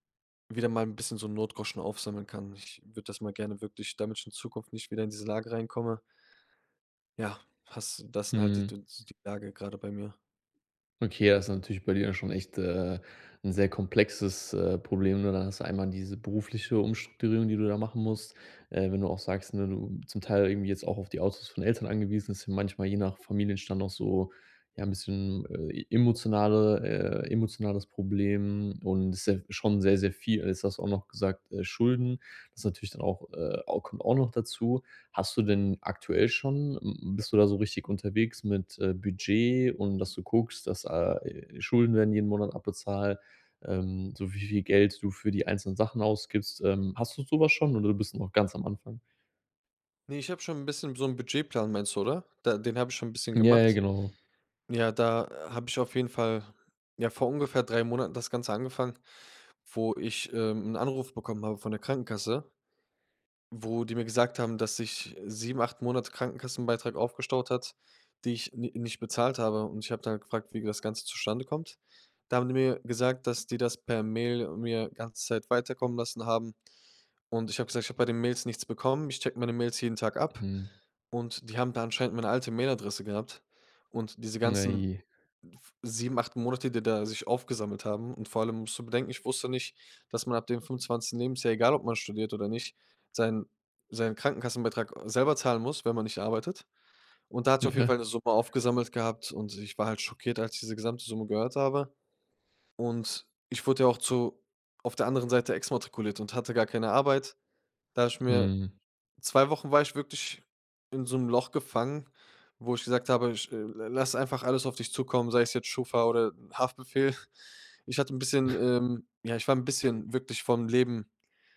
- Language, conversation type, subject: German, advice, Wie schaffe ich es, langfristige Sparziele zu priorisieren, statt kurzfristigen Kaufbelohnungen nachzugeben?
- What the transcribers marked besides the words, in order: other background noise; laughing while speaking: "ja"; snort